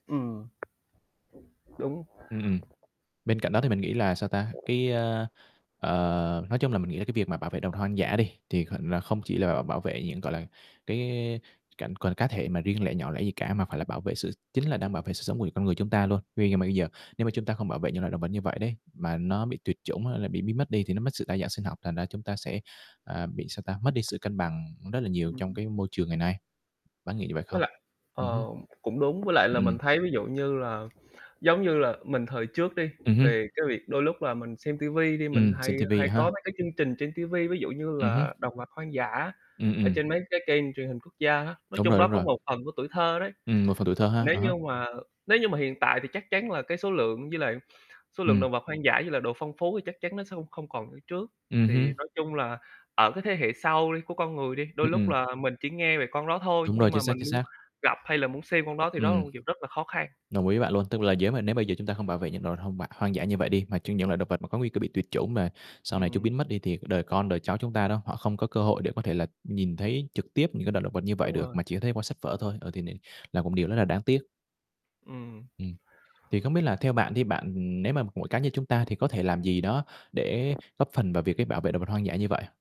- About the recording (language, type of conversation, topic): Vietnamese, unstructured, Chúng ta có thể làm gì để bảo vệ động vật hoang dã?
- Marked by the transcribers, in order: tapping; other background noise; static; "nếu" said as "dếu"